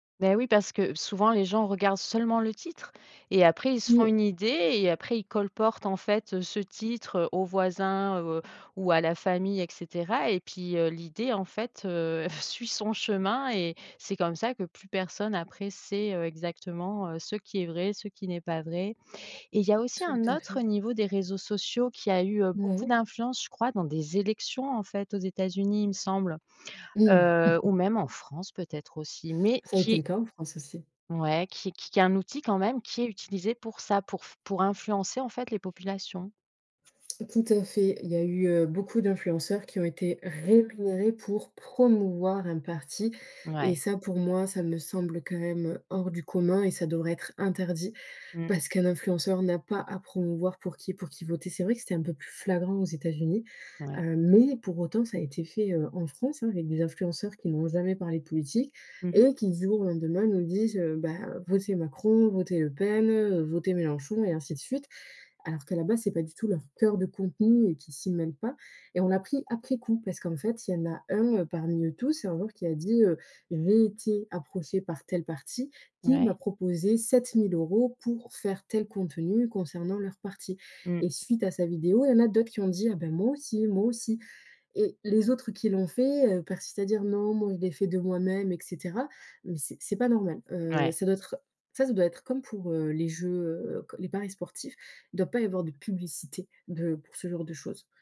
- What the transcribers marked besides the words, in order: chuckle; chuckle; stressed: "rémunérés"
- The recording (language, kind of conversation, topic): French, podcast, Les réseaux sociaux renforcent-ils ou fragilisent-ils nos liens ?